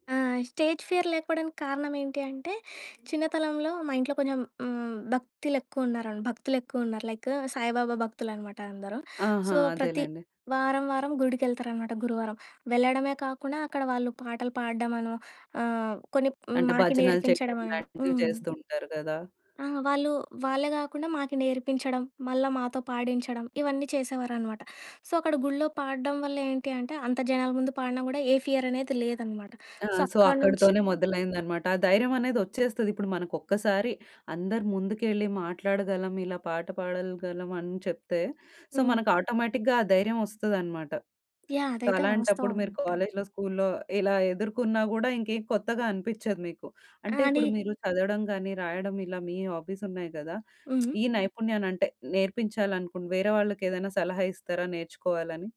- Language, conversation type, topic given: Telugu, podcast, మీరు స్వయంగా నేర్చుకున్న నైపుణ్యం ఏది?
- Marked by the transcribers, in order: in English: "స్టేజ్ ఫియర్"; in English: "లైక్"; in English: "సో"; in English: "సో"; tapping; in English: "సో"; in English: "సో"; in English: "సో"; in English: "ఆటోమేటిక్‌గా"; other background noise; lip smack; in English: "సో"; lip smack